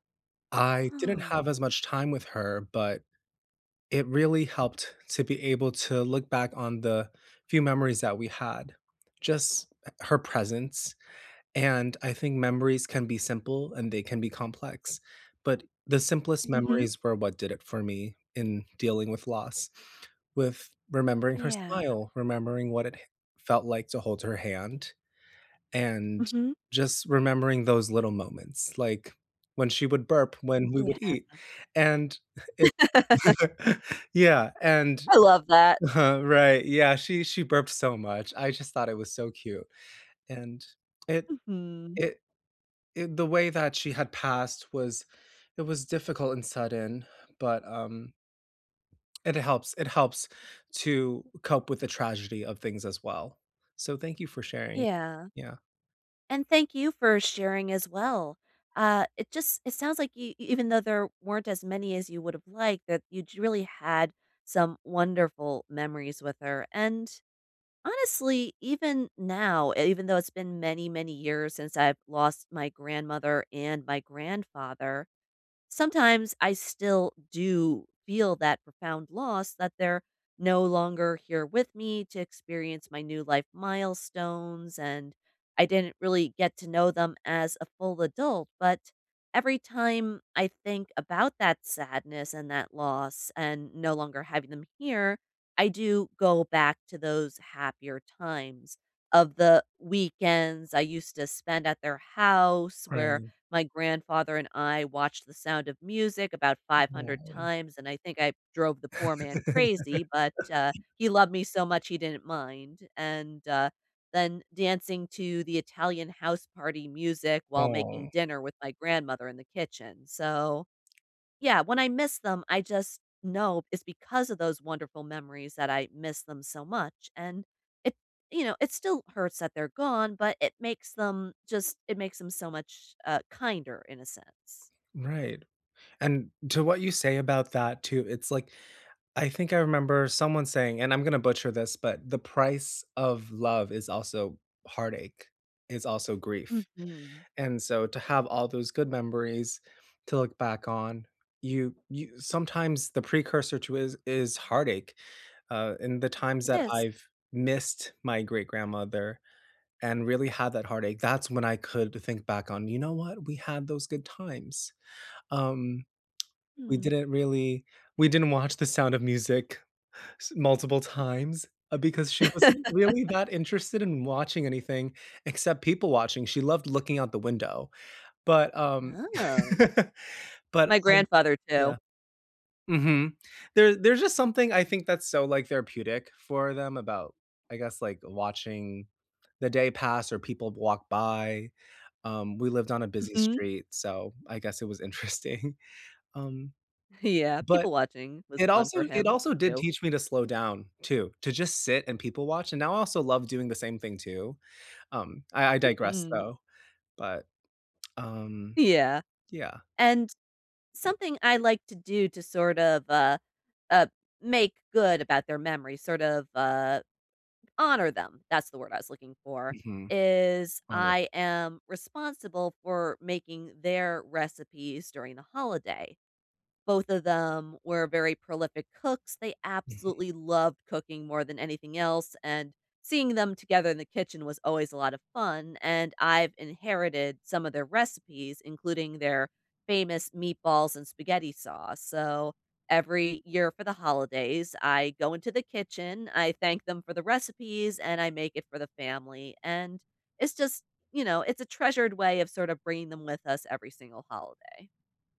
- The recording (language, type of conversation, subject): English, unstructured, What role do memories play in coping with loss?
- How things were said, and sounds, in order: other background noise; laugh; chuckle; laugh; unintelligible speech; laugh; tapping; laugh; laugh; laughing while speaking: "interesting"